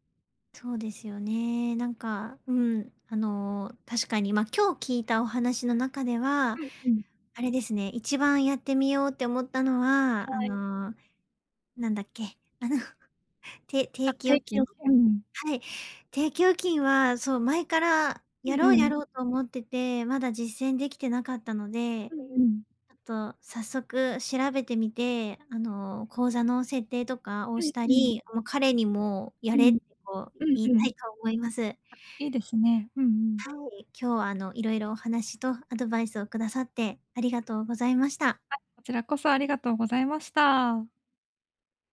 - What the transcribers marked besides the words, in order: other background noise; chuckle; unintelligible speech
- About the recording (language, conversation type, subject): Japanese, advice, パートナーとお金の話をどう始めればよいですか？